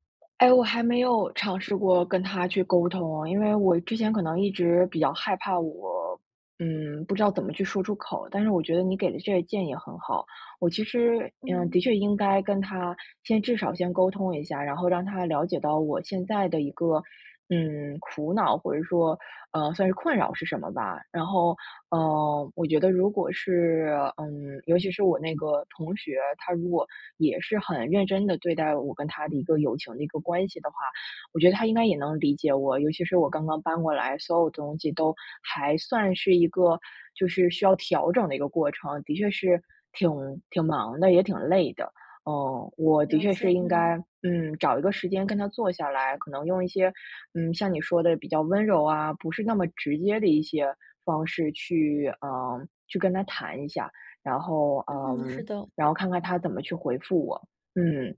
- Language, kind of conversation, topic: Chinese, advice, 朋友群经常要求我参加聚会，但我想拒绝，该怎么说才礼貌？
- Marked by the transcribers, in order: other background noise